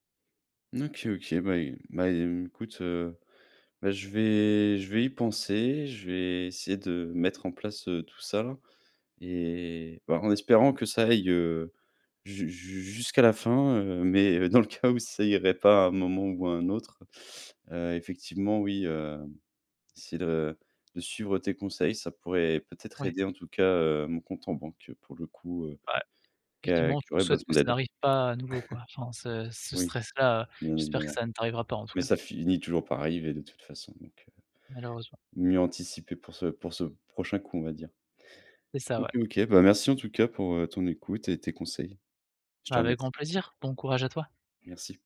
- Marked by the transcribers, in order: drawn out: "vais"; chuckle
- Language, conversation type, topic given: French, advice, Pourquoi est-ce que je dépense quand je suis stressé ?